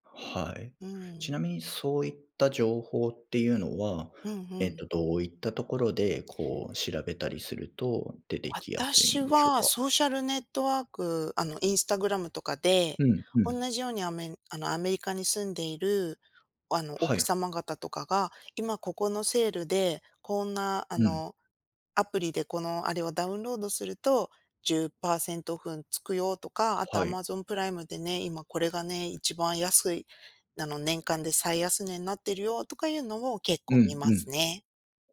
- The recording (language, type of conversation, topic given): Japanese, podcast, ネット通販で賢く買い物するには、どんな方法がありますか？
- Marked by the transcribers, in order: other noise; tapping